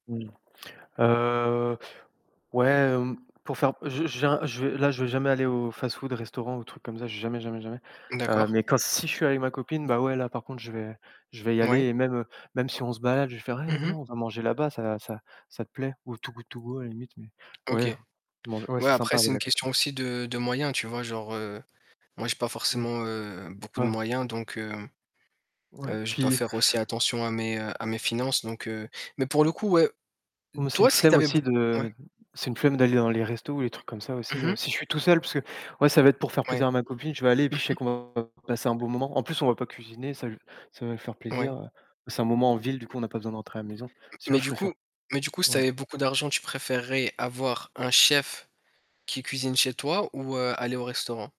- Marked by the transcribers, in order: other background noise; stressed: "si"; static; distorted speech; other noise
- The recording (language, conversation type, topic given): French, unstructured, Quels sont vos critères pour évaluer la qualité d’un restaurant ?